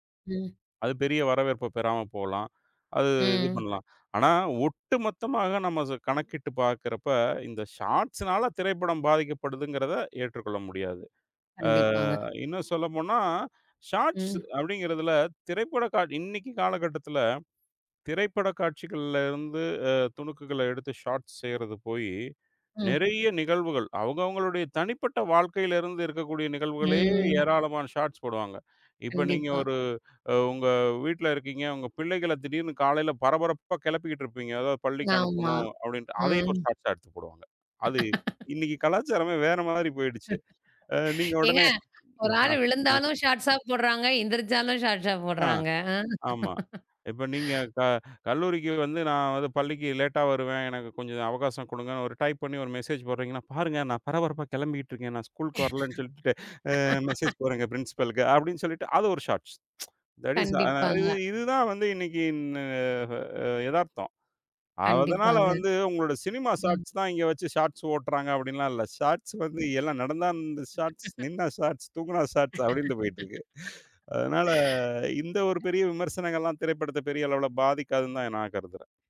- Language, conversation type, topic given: Tamil, podcast, குறுந்தொகுப்பு காணொளிகள் சினிமா பார்வையை பாதித்ததா?
- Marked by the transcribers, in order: tapping; in English: "ஷார்ட்ஷ்னால"; in English: "ஷார்ட்ஷ்"; in English: "ஷார்ட்ஷ்"; in English: "ஷார்ட்ஷ்"; drawn out: "ம்"; in English: "ஷார்ட்ஷ்ஷா"; chuckle; chuckle; laughing while speaking: "ஏங்க, ஒரு ஆளு விழுந்தாலும் ஷார்ட்ஷ்ஷா போடுறாங்க, எந்திருச்சாலும் ஷார்ட்ஷ்ஷா போடுறாங்க"; in English: "ஷார்ட்ஷ்ஷா"; in English: "ஷார்ட்ஷ்ஷா"; chuckle; in English: "லேட்டா"; in English: "டைப்"; in English: "மெசேஜ்"; laugh; in English: "மெசேஜ்"; in English: "பிரிஷ்பில்க்கு"; in English: "ஷார்ட்ஷ். தட் இஷ்"; tsk; in English: "சினிமா ஷார்ட்ஷ்"; in English: "ஷார்ட்ஷ்"; in English: "ஷார்ட்ஷ்"; other noise; chuckle; in English: "ஷார்ட்ஷ்"; in English: "ஷார்ட்ஷ்"; in English: "ஷார்ட்ஷ்"; laugh; other background noise